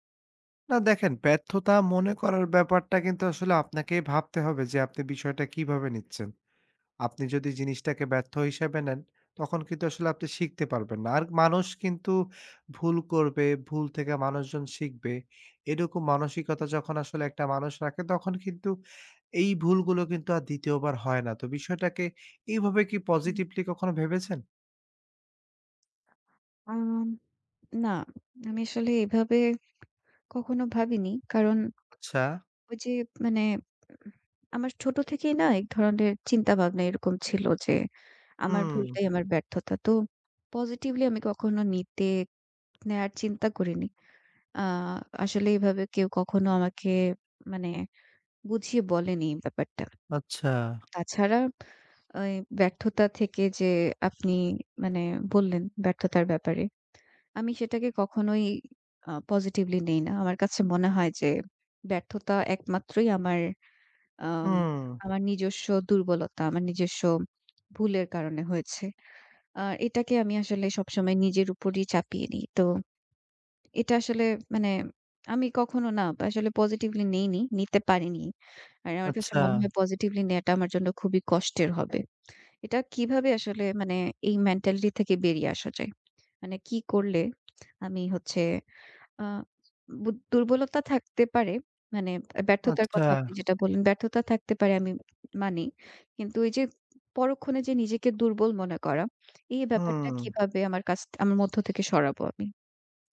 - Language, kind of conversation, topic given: Bengali, advice, জনসমক্ষে ভুল করার পর তীব্র সমালোচনা সহ্য করে কীভাবে মানসিক শান্তি ফিরিয়ে আনতে পারি?
- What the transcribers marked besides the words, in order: other background noise; tapping